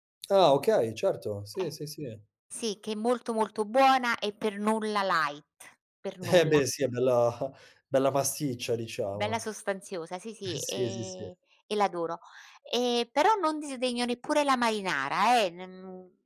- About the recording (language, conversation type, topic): Italian, podcast, Come ti prendi cura della tua alimentazione ogni giorno?
- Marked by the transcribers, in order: in English: "light"; laughing while speaking: "bella"